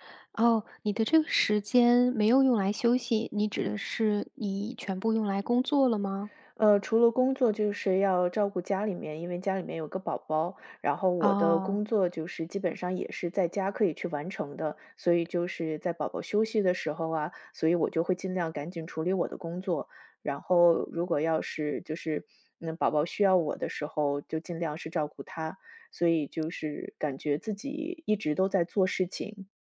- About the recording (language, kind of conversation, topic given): Chinese, advice, 我总觉得没有休息时间，明明很累却对休息感到内疚，该怎么办？
- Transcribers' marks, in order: none